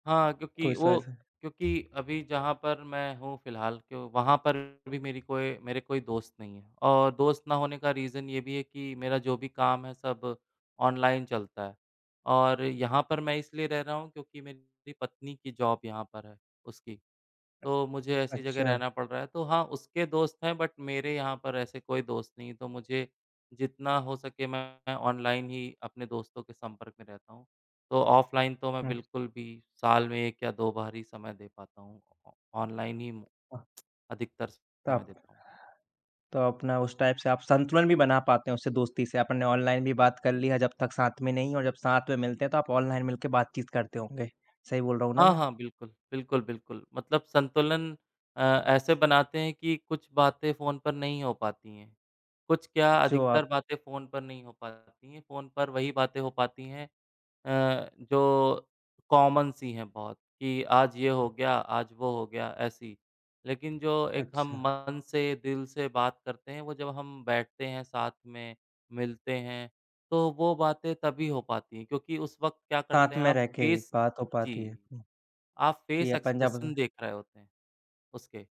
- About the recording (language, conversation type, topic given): Hindi, unstructured, क्या आप अपने दोस्तों के साथ ऑनलाइन या ऑफलाइन अधिक समय बिताते हैं?
- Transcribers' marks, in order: other background noise; unintelligible speech; in English: "रीज़न"; in English: "जॉब"; tapping; in English: "बट"; in English: "टाइप"; in English: "कॉमन"; in English: "फेस"; in English: "फेस एक्सप्रेशन"